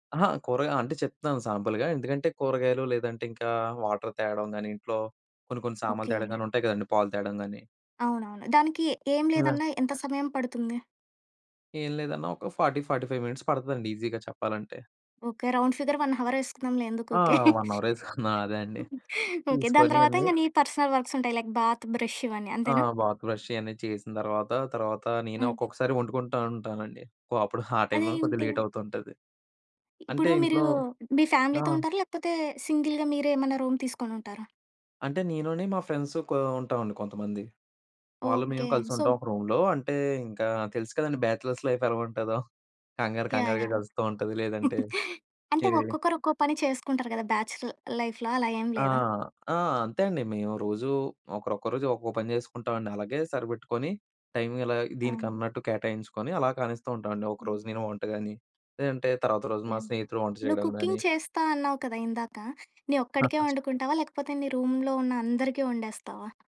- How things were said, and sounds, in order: in English: "సాంపుల్‌గా"; in English: "వాటర్"; other background noise; other noise; in English: "ఫార్టీ, ఫార్టీ ఫైవ్ మినిట్స్"; in English: "ఈజీగా"; in English: "రౌండ్ ఫిగర్ వన్ హవర్"; in English: "వన్"; laughing while speaking: "అవరేసుకున్నా అదే అండి"; giggle; in English: "పర్సనల్"; in English: "లైక్ బాత్, బ్రష్"; in English: "బాత్, బ్రష్"; laughing while speaking: "అప్పుడు ఆ టైమ్‌లోనే"; in English: "ఫ్యామిలీతో"; in English: "సింగిల్‌గా"; in English: "రూమ్"; in English: "సో"; in English: "రూమ్‌లో"; in English: "బ్యాచలర్స్ లైఫ్"; chuckle; in English: "లైఫ్‌లో"; in English: "కుకింగ్"; giggle; in English: "రూమ్‌లో"
- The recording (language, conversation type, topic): Telugu, podcast, పని మరియు వ్యక్తిగత వృద్ధి మధ్య సమతుల్యం ఎలా చేస్తారు?